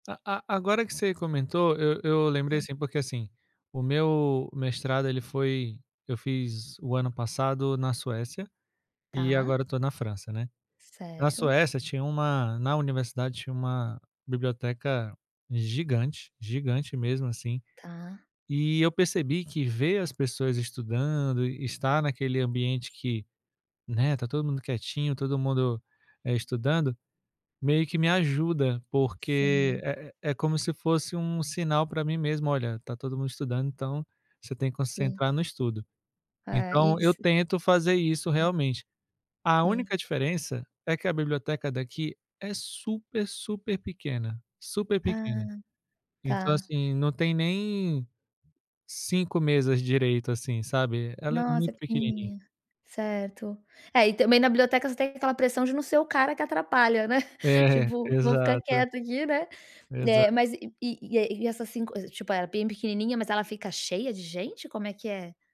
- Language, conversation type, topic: Portuguese, advice, Como posso reduzir distrações internas e externas para me concentrar em trabalho complexo?
- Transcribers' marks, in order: tapping; laughing while speaking: "É"; laugh